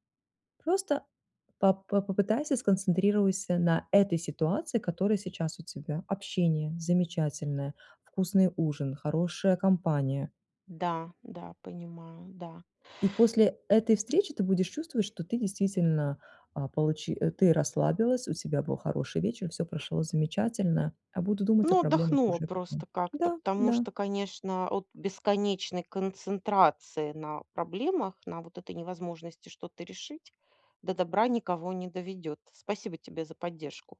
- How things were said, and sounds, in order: tapping
- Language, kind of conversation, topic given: Russian, advice, Как справиться со страхом перед неизвестным и неопределённостью?